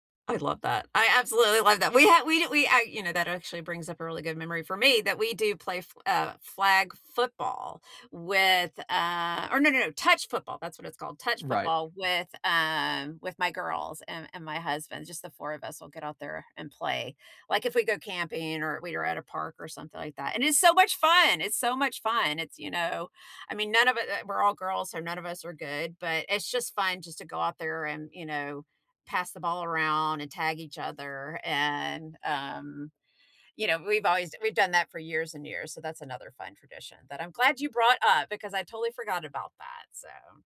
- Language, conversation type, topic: English, unstructured, What is a fun tradition you have with your family?
- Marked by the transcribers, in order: tapping; joyful: "And it's so much fun!"